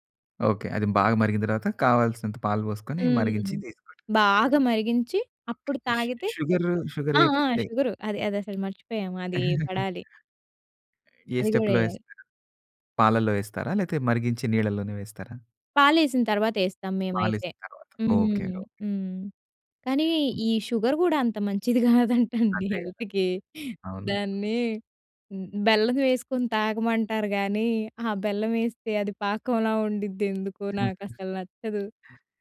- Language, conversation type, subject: Telugu, podcast, కాఫీ లేదా టీ తాగే విషయంలో మీరు పాటించే అలవాట్లు ఏమిటి?
- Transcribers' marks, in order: tapping; chuckle; in English: "స్టెప్‌లో"; other background noise; in English: "షుగర్"; laughing while speaking: "కాదంటండి హెల్త్‌కి"; in English: "హెల్త్‌కి"; other noise